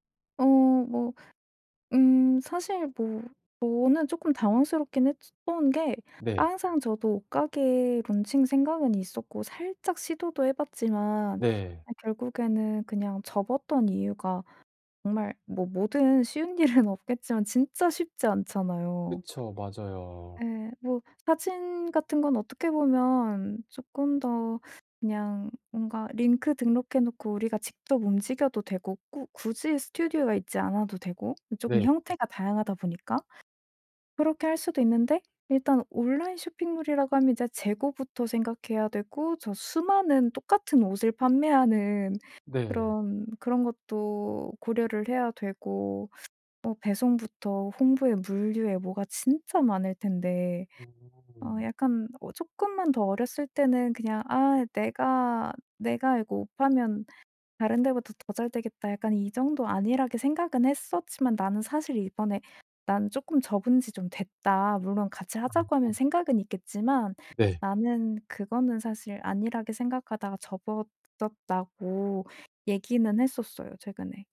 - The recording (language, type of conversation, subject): Korean, advice, 초보 창업자가 스타트업에서 팀을 만들고 팀원들을 효과적으로 관리하려면 어디서부터 시작해야 하나요?
- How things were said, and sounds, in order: other background noise; laughing while speaking: "일은"; unintelligible speech